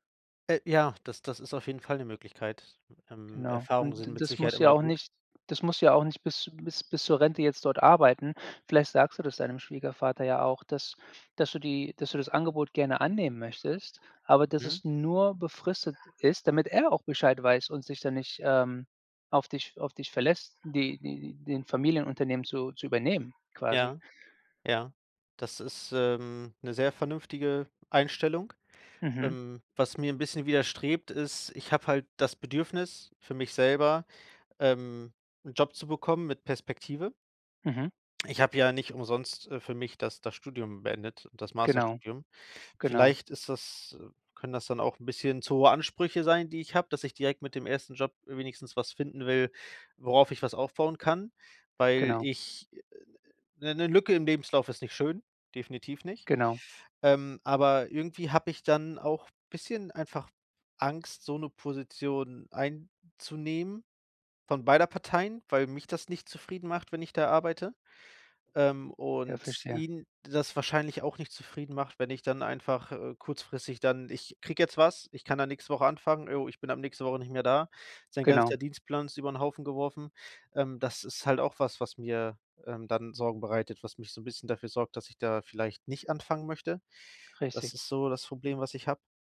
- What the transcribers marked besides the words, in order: other background noise; tapping
- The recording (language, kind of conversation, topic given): German, advice, Wie ist es zu deinem plötzlichen Jobverlust gekommen?